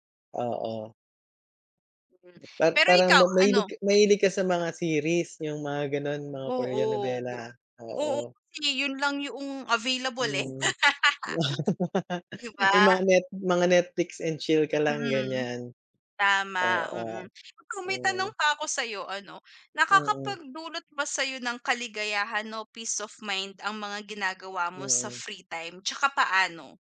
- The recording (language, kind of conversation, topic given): Filipino, unstructured, Ano ang hilig mong gawin kapag may libreng oras ka?
- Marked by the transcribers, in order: laughing while speaking: "wow, ah"; laugh; in English: "peace of mind"